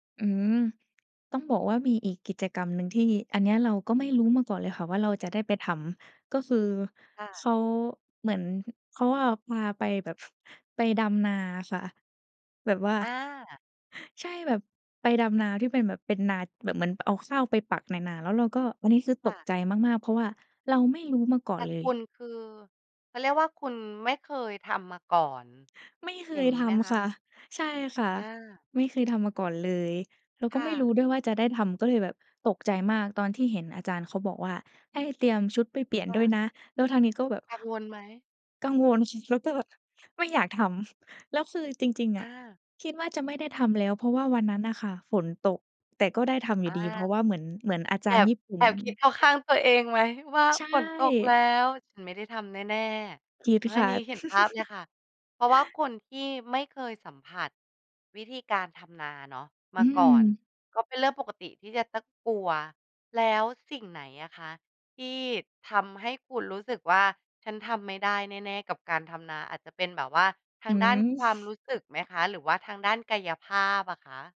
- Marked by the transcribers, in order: chuckle; chuckle; laughing while speaking: "แล้วก็ไม่อยากทำ"; chuckle; other background noise; laughing while speaking: "เข้าข้างตัวเองไหม"; giggle; chuckle
- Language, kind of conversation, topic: Thai, podcast, เคยมีประสบการณ์อะไรไหมที่ทำให้คุณแปลกใจว่าตัวเองก็ทำได้?